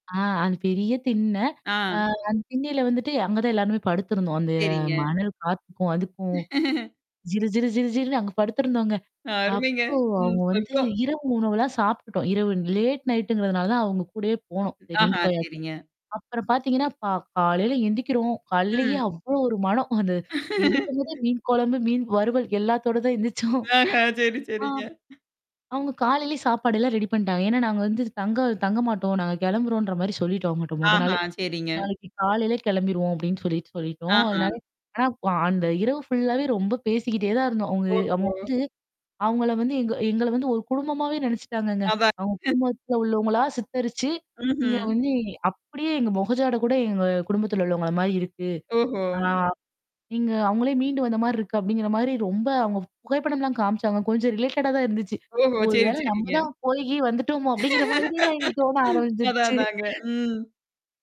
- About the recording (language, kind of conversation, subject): Tamil, podcast, ஒரு இடத்தின் உணவு, மக்கள், கலாச்சாரம் ஆகியவை உங்களை எப்படி ஈர்த்தன?
- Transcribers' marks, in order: distorted speech; laugh; laughing while speaking: "அருமைங்க. ம் சொட்டும்"; in English: "லேட் நைட்ங்கிறதுனால"; laughing while speaking: "ஒரு மனம். அந்த எந்திக்கும்போதே மீன் … எல்லாம் ரெடி பண்ணிட்டாங்க"; laugh; laughing while speaking: "ஆஹ! சரி, சரிங்க"; tapping; laughing while speaking: "அதா"; unintelligible speech; drawn out: "ஆ"; in English: "ரிலேட்டடா"; laughing while speaking: "ஒரு வேளை நம்ம தான் போயி கீயி வந்துட்டோமோ? அப்படிங்கிற மாதிரிலாம் எங்களுக்கு தோண ஆரம்பிச்சருச்சு"; background speech; laughing while speaking: "அதான் அதாங்க. ம்"